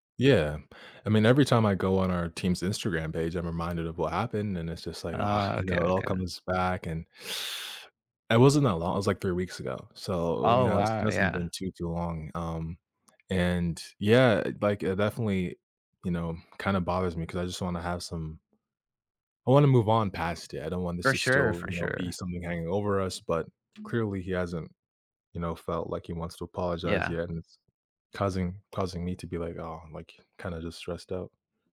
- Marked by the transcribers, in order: tapping; teeth sucking; other background noise
- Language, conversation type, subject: English, advice, How can I talk to someone close to me about feeling let down and decide what comes next?
- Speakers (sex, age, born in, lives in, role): male, 18-19, Canada, United States, user; male, 20-24, Puerto Rico, United States, advisor